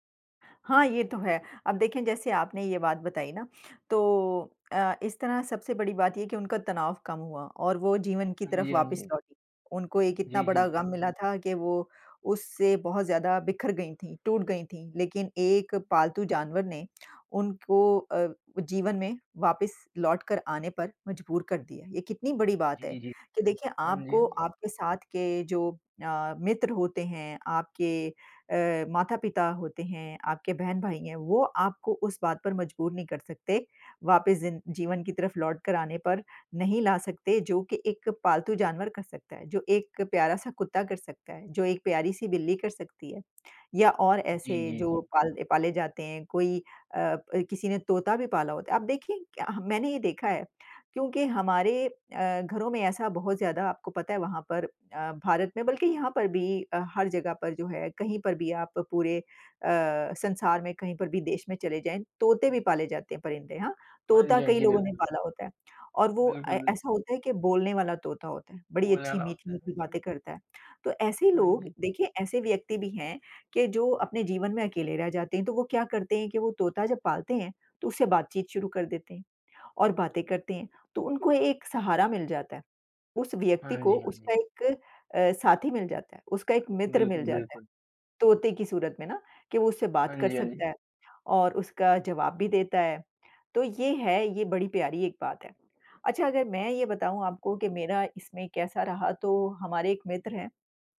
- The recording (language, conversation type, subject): Hindi, unstructured, क्या पालतू जानवरों के साथ समय बिताने से आपको खुशी मिलती है?
- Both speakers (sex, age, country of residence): female, 50-54, United States; male, 20-24, India
- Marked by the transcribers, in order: tapping; other background noise